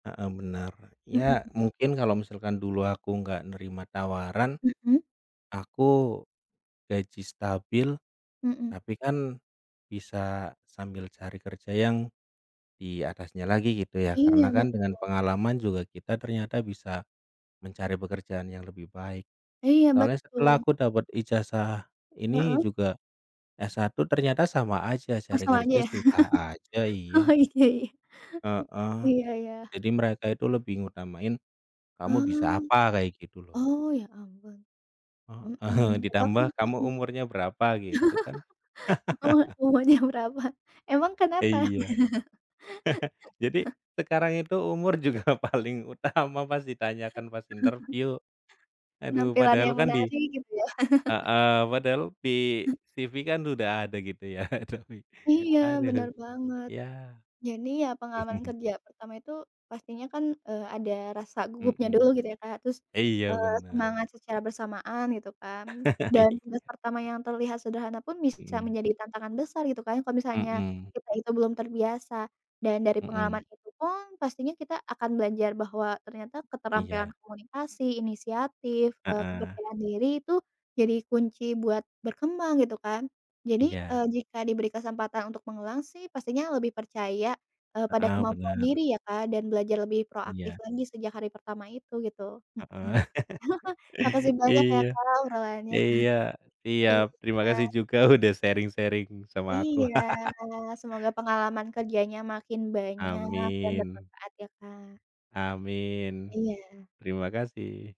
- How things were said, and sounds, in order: laughing while speaking: "ya? Oh, iya, ya"; tapping; laughing while speaking: "Heeh"; other background noise; laugh; laughing while speaking: "Kakak umurnya berapa? Emang kenapa?"; laugh; chuckle; chuckle; laughing while speaking: "juga paling"; chuckle; laugh; laughing while speaking: "ya. Tapi"; chuckle; laugh; laughing while speaking: "Iya"; laugh; chuckle; laughing while speaking: "juga udah sharing-sharing sama aku"; laughing while speaking: "obrolannya"; in English: "sharing-sharing"; laugh; drawn out: "Amin"; drawn out: "Amin"
- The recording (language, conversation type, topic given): Indonesian, unstructured, Apa pengalaman pertamamu saat mulai bekerja, dan bagaimana perasaanmu saat itu?